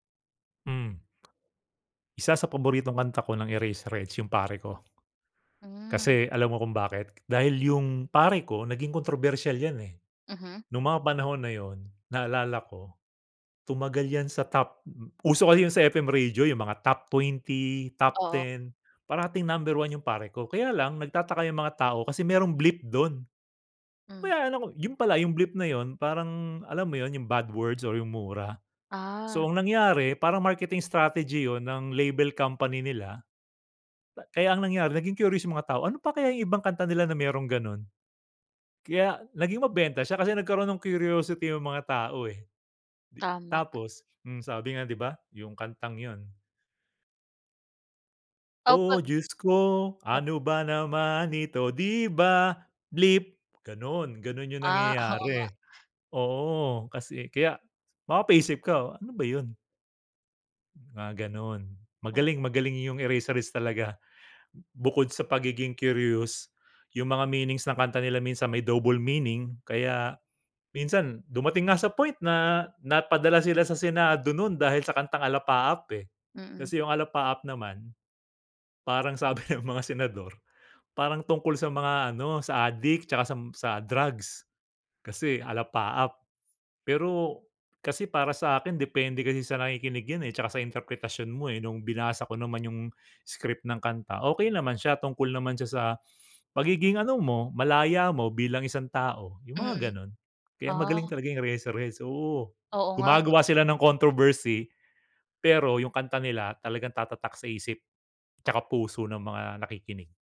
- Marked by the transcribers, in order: tapping; other background noise; in English: "bleep"; in English: "bleep"; in English: "label company"; unintelligible speech; singing: "Oh! Diyos ko ano ba naman ito, 'di ba, bleep"; in English: "bleep"; in English: "double meaning"; chuckle; in English: "controversy"
- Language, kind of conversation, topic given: Filipino, podcast, Ano ang tingin mo sa kasalukuyang kalagayan ng OPM, at paano pa natin ito mapapasigla?
- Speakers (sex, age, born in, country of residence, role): female, 25-29, Philippines, Philippines, host; male, 45-49, Philippines, Philippines, guest